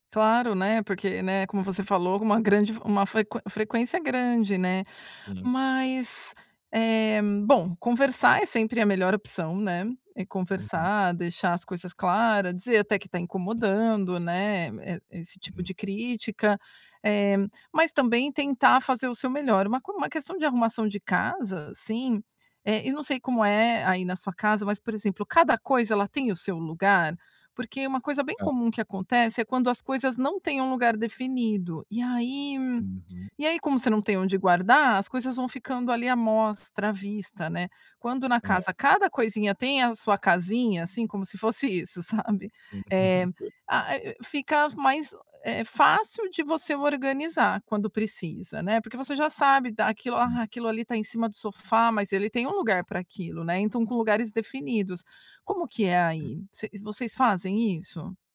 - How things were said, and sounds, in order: other background noise; laugh
- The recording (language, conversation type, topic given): Portuguese, advice, Como lidar com um(a) parceiro(a) que critica constantemente minhas atitudes?